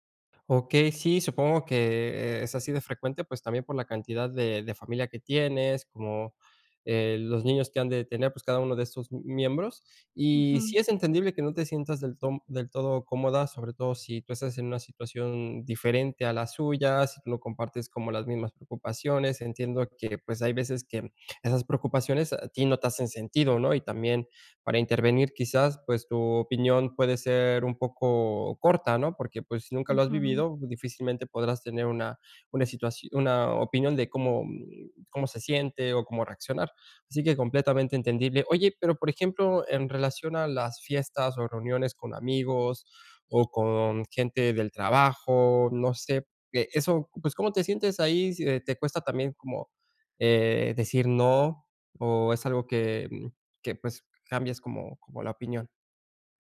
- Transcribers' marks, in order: none
- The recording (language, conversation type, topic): Spanish, advice, ¿Cómo puedo decir que no a planes festivos sin sentirme mal?